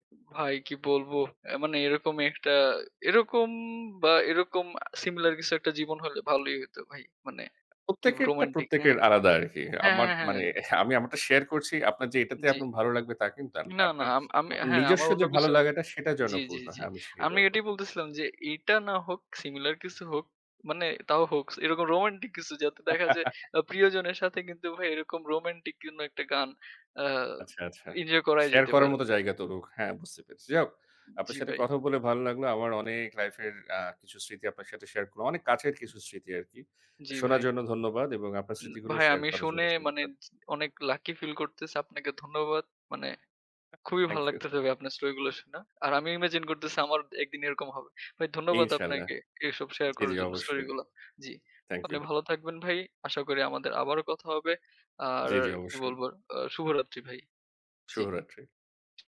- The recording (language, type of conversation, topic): Bengali, unstructured, আপনার জীবনে সঙ্গীতের কী প্রভাব পড়েছে?
- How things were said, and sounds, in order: in English: "সিমিলার"; in English: "সিমিলার"; laugh; lip smack; laughing while speaking: "থ্যাংক ইউ"; in English: "ইমাজিন"